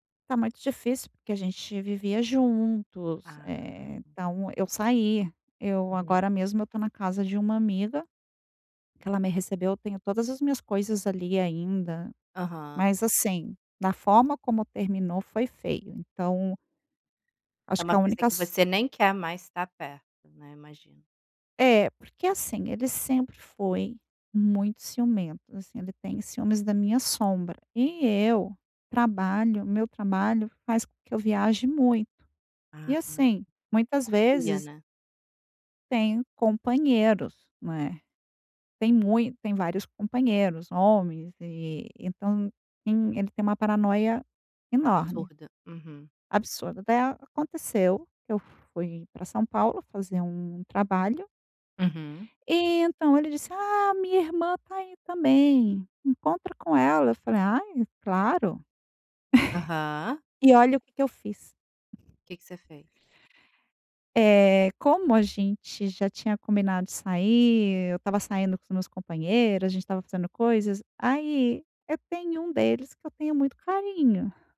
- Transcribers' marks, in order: tapping; other background noise; chuckle
- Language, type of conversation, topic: Portuguese, advice, Como posso lidar com um término recente e a dificuldade de aceitar a perda?